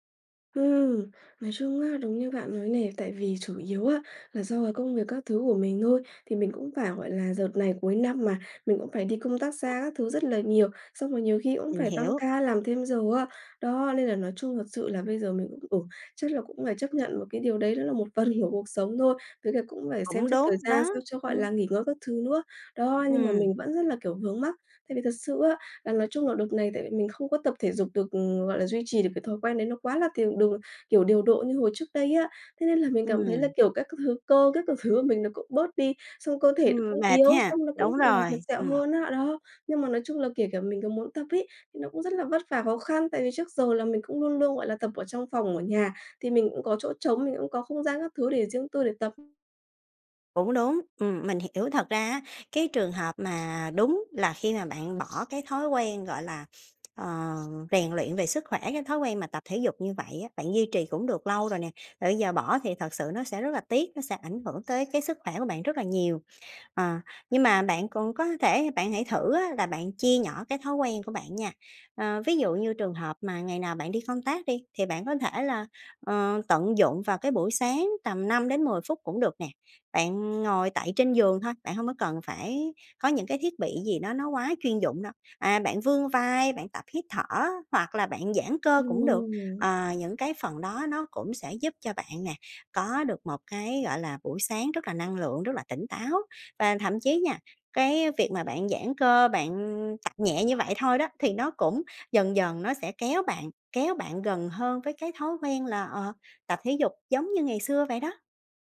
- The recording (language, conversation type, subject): Vietnamese, advice, Làm sao để không quên thói quen khi thay đổi môi trường hoặc lịch trình?
- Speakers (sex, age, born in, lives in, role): female, 20-24, Vietnam, Vietnam, user; female, 30-34, Vietnam, Vietnam, advisor
- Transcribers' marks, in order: tapping; unintelligible speech; other background noise